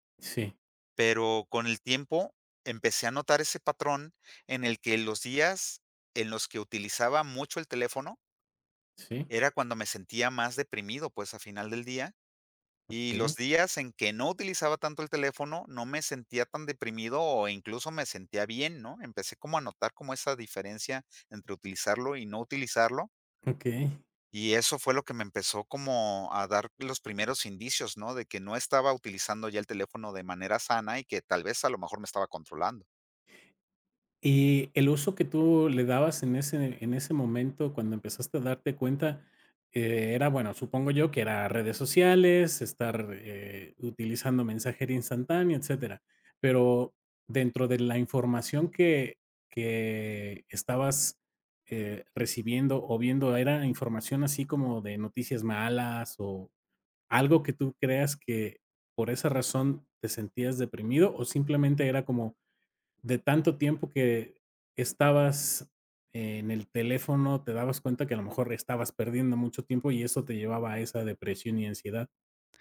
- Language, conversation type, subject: Spanish, podcast, ¿Qué haces cuando sientes que el celular te controla?
- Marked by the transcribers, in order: tapping